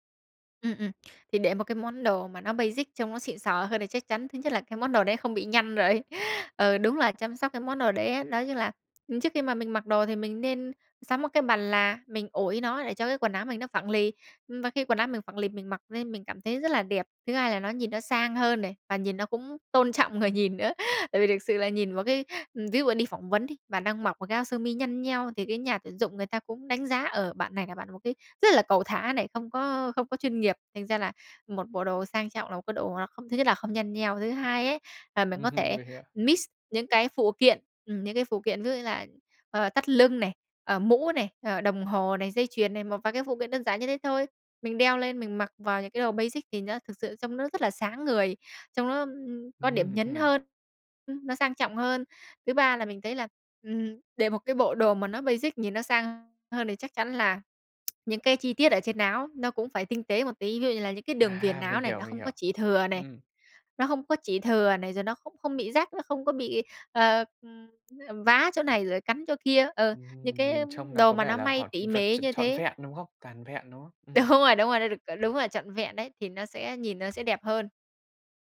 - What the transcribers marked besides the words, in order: tapping; in English: "basic"; laughing while speaking: "rồi"; laughing while speaking: "người nhìn nữa"; laughing while speaking: "Ừm"; in English: "mix"; in English: "basic"; in English: "basic"; tsk; laughing while speaking: "Đúng rồi"
- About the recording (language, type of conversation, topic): Vietnamese, podcast, Làm sao để phối đồ đẹp mà không tốn nhiều tiền?